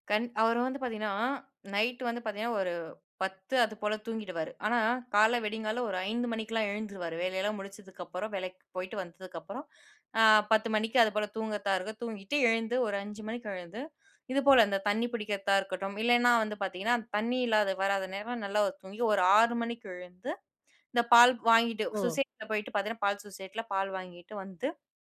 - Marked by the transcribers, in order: tapping; in English: "சொசைட்டில"; in English: "சொசைட்டியில"
- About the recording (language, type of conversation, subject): Tamil, podcast, வீட்டில் காலை நேரத்தை தொடங்க நீங்கள் பின்பற்றும் வழக்கம் என்ன?